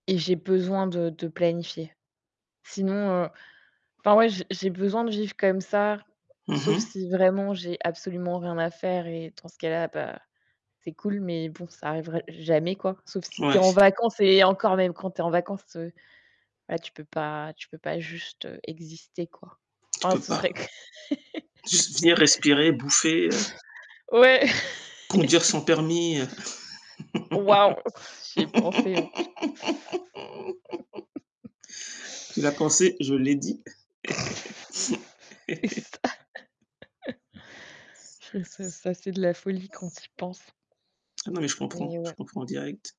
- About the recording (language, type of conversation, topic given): French, unstructured, Comment organises-tu ta journée pour rester productif ?
- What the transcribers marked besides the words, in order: static; mechanical hum; other background noise; laugh; stressed: "bouffer"; laugh; chuckle; laugh; laugh; laugh